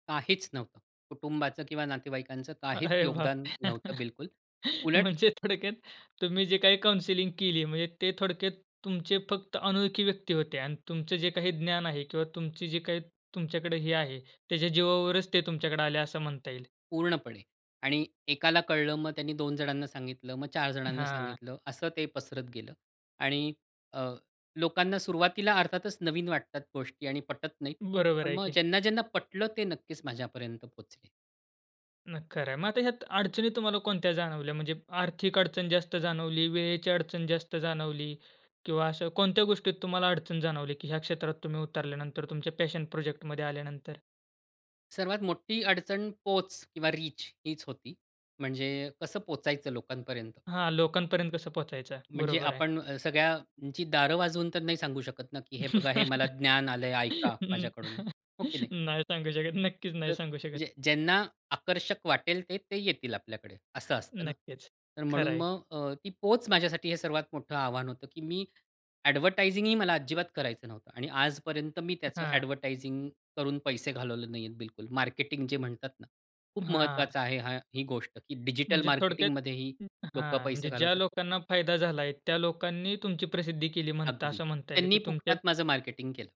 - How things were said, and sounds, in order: tapping; laughing while speaking: "अरे बापरे! म्हणजे थोडक्यात"; in English: "काउंसलिंग"; unintelligible speech; in English: "पॅशन"; in English: "रीच"; chuckle; laughing while speaking: "नाही सांगू शकत, नक्कीच नाही सांगू शकत"; in English: "ॲडव्हर्टायझिंगही"; in English: "ॲडव्हर्टायझिंग"; other noise
- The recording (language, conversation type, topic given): Marathi, podcast, तू आपला आवडीचा उपक्रम कसा सुरू केलास?